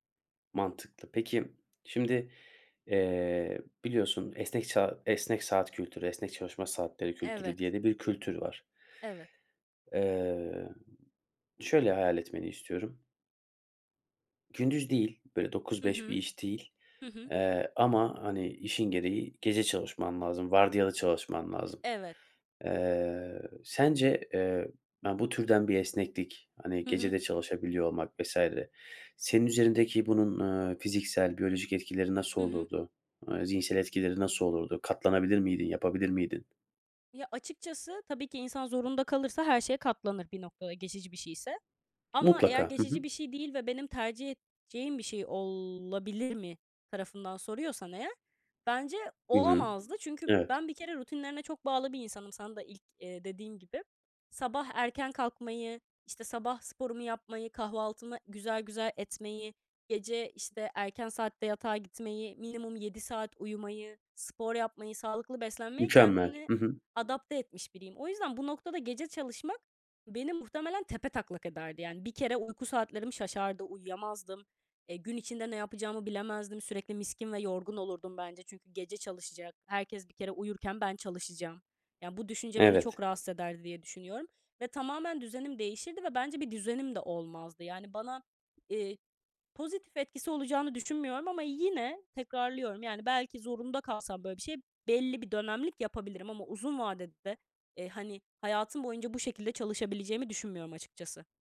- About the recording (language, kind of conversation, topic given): Turkish, podcast, İş-özel hayat dengesini nasıl kuruyorsun?
- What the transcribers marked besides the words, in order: none